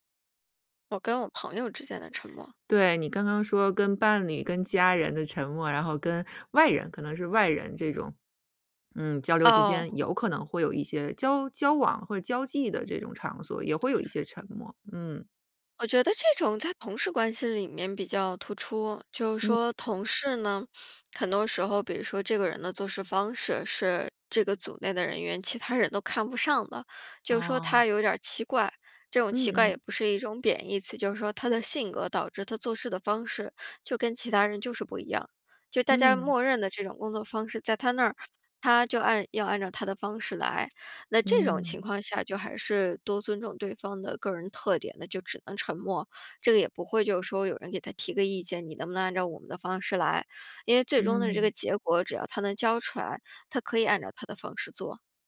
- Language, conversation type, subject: Chinese, podcast, 沉默在交流中起什么作用？
- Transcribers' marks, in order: other background noise